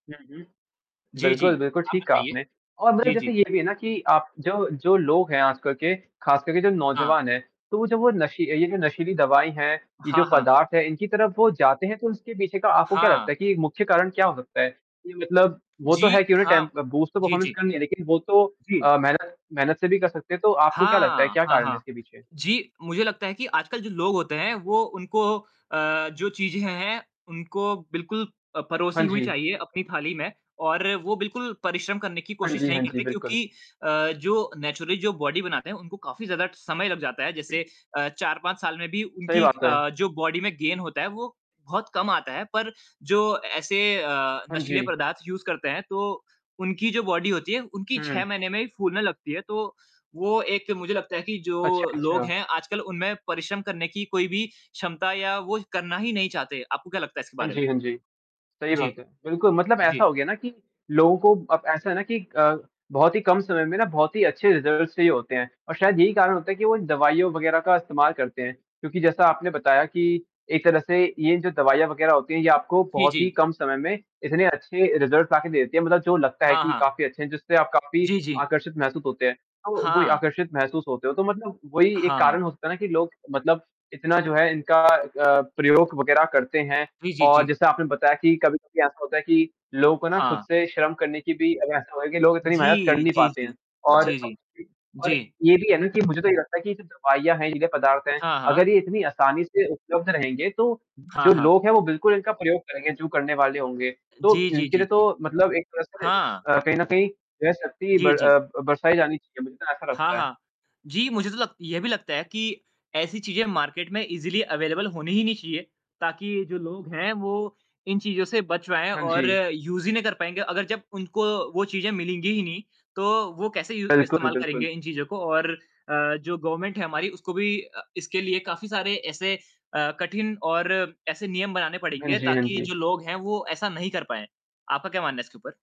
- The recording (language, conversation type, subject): Hindi, unstructured, क्या खेलों में प्रदर्शन बढ़ाने के लिए दवाओं या नशीले पदार्थों का इस्तेमाल करना गलत है?
- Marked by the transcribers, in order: static; distorted speech; in English: "बूस्ट ऑफ़ परफ़ॉर्मेंस"; in English: "नेचुरली"; in English: "बॉडी"; other background noise; in English: "बॉडी"; in English: "गेन"; in English: "यूज़"; in English: "बॉडी"; in English: "रिज़ल्ट्स"; in English: "रिज़ल्ट्स"; in English: "मार्केट"; in English: "ईज़ीली अवेलेबल"; in English: "यूज़"; in English: "गवर्नमेंट"